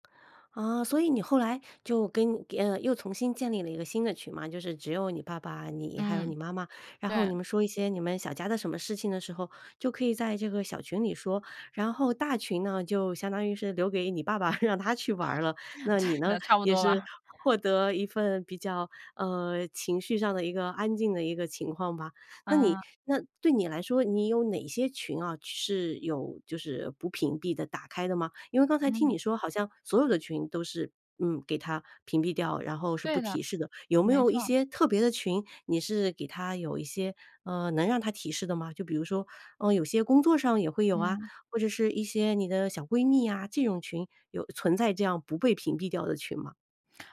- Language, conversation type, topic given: Chinese, podcast, 家人群里消息不断时，你该怎么做才能尽量不被打扰？
- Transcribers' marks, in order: other background noise; laughing while speaking: "对，差不多吧"; laugh